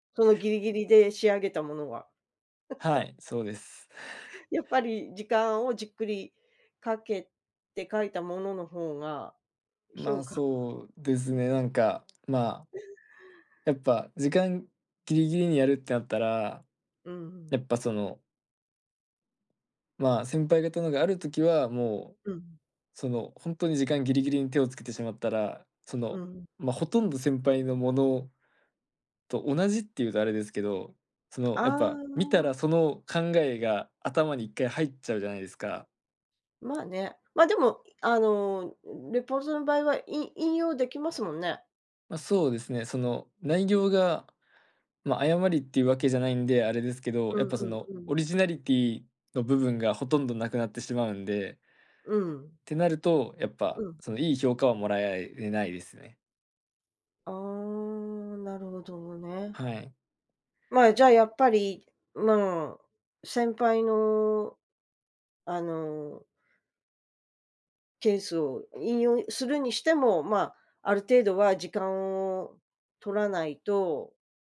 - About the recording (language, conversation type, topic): Japanese, advice, 締め切りにいつもギリギリで焦ってしまうのはなぜですか？
- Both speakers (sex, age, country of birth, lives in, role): female, 55-59, Japan, United States, advisor; male, 20-24, Japan, Japan, user
- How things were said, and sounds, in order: laugh; other noise; unintelligible speech; tapping; "もらえない" said as "もらやいえない"